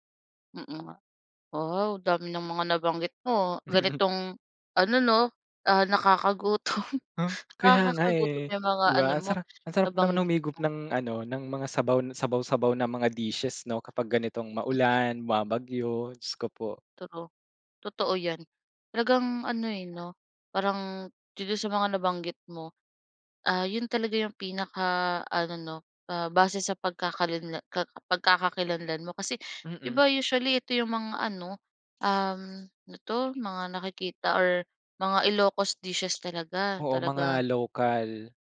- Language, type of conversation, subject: Filipino, podcast, Paano nakaapekto ang pagkain sa pagkakakilanlan mo?
- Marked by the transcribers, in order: chuckle; laughing while speaking: "nakakagutom"; in English: "dishes"; in English: "dishes"